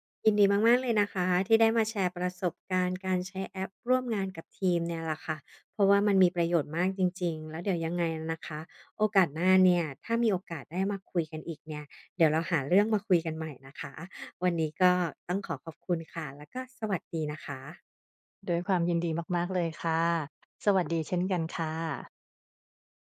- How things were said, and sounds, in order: none
- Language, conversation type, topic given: Thai, podcast, จะใช้แอปสำหรับทำงานร่วมกับทีมอย่างไรให้การทำงานราบรื่น?